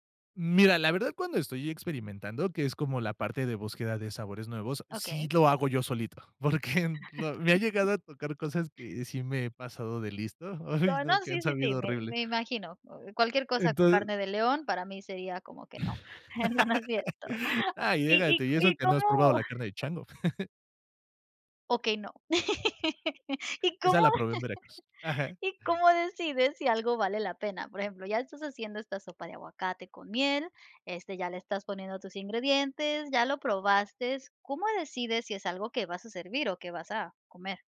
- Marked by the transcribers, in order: laughing while speaking: "porque"; chuckle; other background noise; laugh; laughing while speaking: "eh, no, no es cierto"; chuckle; laughing while speaking: "¿y cómo"
- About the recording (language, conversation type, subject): Spanish, podcast, ¿Cómo buscas sabores nuevos cuando cocinas?